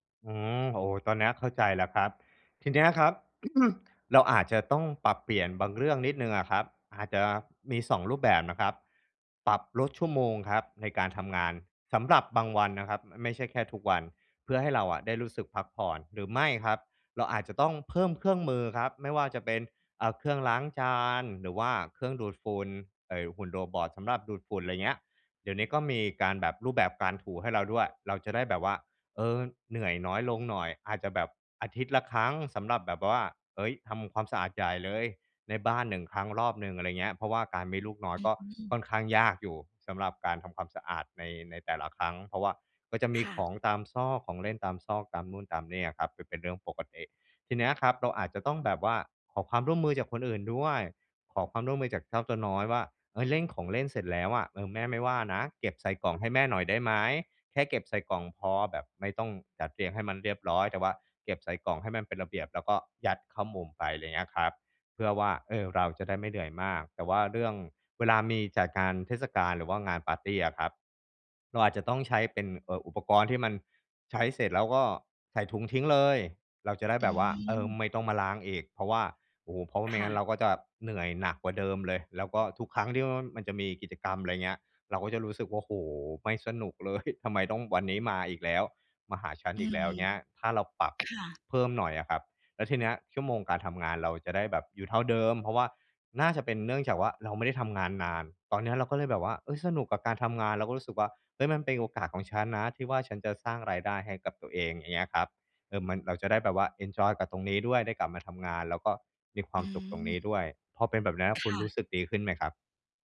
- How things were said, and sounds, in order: throat clearing; "ว่า" said as "ว้อน"; laughing while speaking: "เลย !"; tapping
- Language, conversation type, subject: Thai, advice, ฉันควรทำอย่างไรเมื่อวันหยุดทำให้ฉันรู้สึกเหนื่อยและกดดัน?